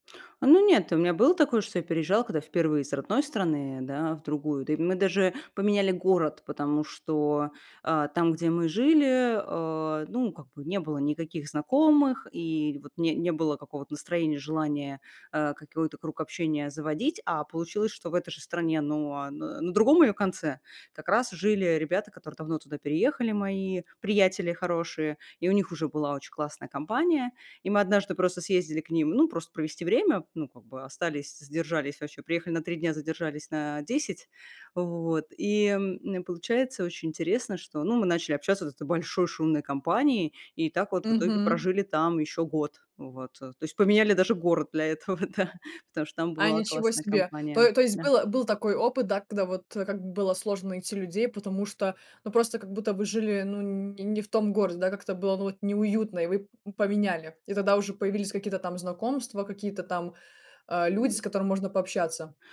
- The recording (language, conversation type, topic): Russian, podcast, Как вы заводите друзей в новом городе или на новом месте работы?
- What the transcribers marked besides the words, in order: laughing while speaking: "этого, да"; tapping; other noise